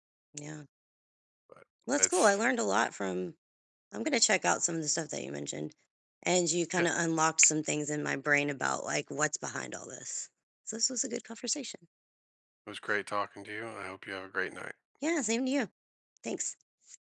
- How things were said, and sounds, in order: tapping; other background noise
- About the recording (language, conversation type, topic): English, unstructured, How are global streaming wars shaping what you watch and your local culture?
- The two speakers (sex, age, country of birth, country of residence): female, 40-44, United States, United States; male, 35-39, United States, United States